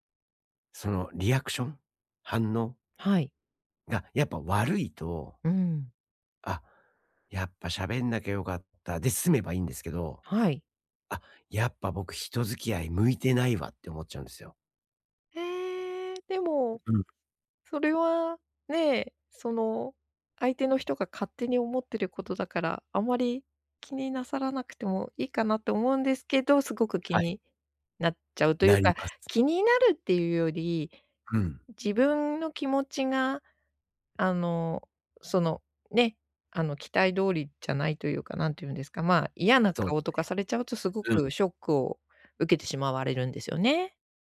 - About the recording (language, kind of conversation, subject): Japanese, advice, 相手の反応を気にして本音を出せないとき、自然に話すにはどうすればいいですか？
- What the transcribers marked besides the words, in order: other background noise; tapping